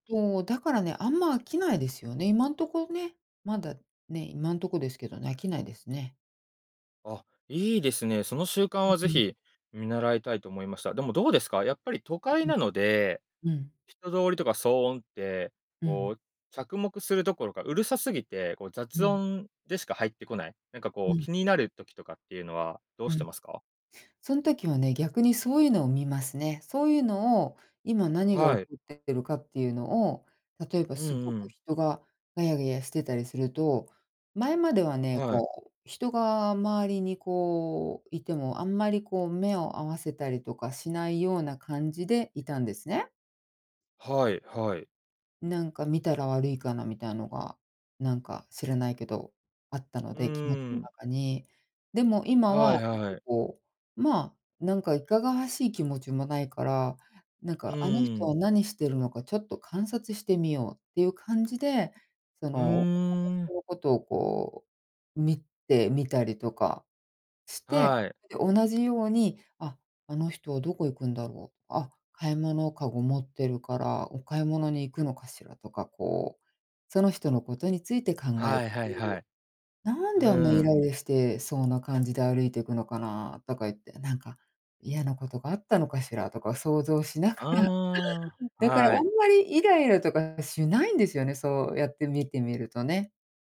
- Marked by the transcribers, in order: other background noise; other noise; unintelligible speech; laugh
- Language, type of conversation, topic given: Japanese, podcast, 都会の公園でもできるマインドフルネスはありますか？